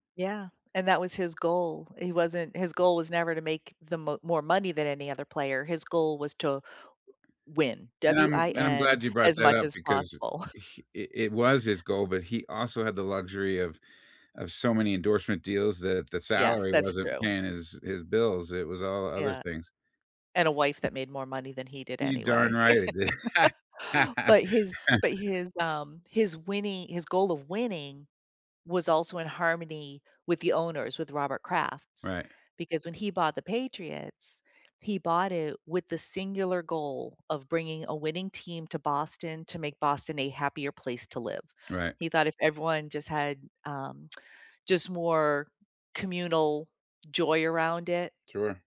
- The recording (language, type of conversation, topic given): English, unstructured, Is it fair to negotiate your salary during a job interview?
- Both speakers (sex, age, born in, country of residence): female, 55-59, United States, United States; male, 55-59, United States, United States
- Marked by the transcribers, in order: tapping; chuckle; laugh; laughing while speaking: "did"; laugh